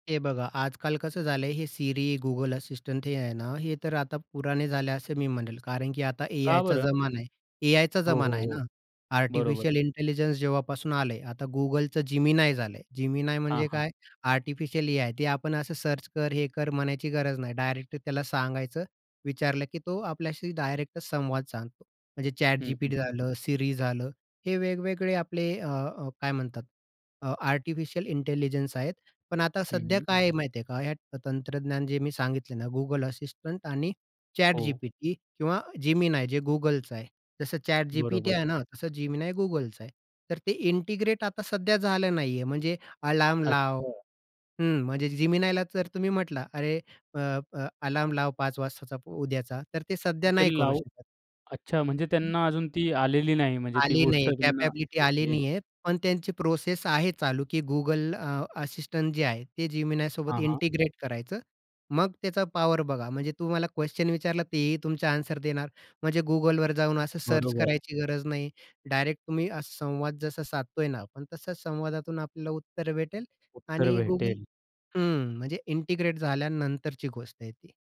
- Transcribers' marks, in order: in English: "सर्च"; other background noise; tapping; in English: "इंटिग्रेट"; unintelligible speech; in English: "सर्च"; in English: "इंटिग्रेट"
- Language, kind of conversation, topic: Marathi, podcast, तुम्ही कामांसाठी ध्वनी संदेश किंवा डिजिटल सहाय्यक वापरता का?